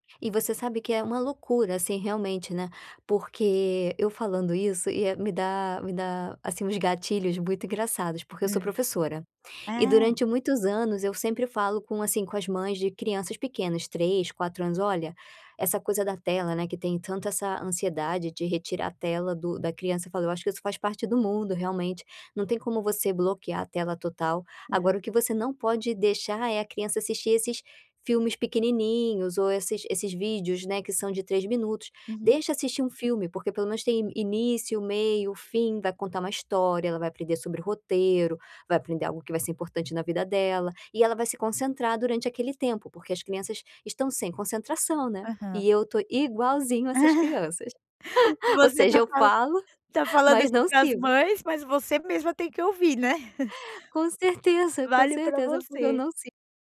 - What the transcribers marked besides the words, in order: laugh; laugh; chuckle; tapping
- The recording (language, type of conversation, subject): Portuguese, advice, Como posso reduzir as distrações digitais e manter o foco?